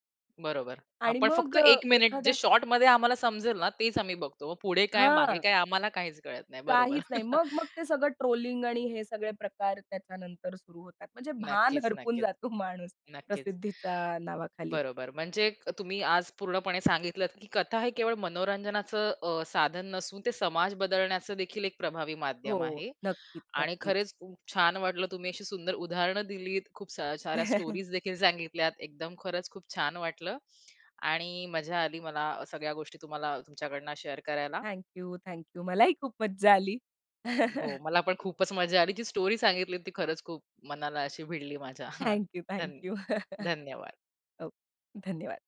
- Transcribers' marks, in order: other background noise; chuckle; tapping; laughing while speaking: "जातो माणूस"; in English: "स्टोरीजदेखील"; chuckle; in English: "शेअर"; chuckle; in English: "स्टोरी"; chuckle
- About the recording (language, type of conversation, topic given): Marathi, podcast, कथेमधून सामाजिक संदेश देणे योग्य आहे का?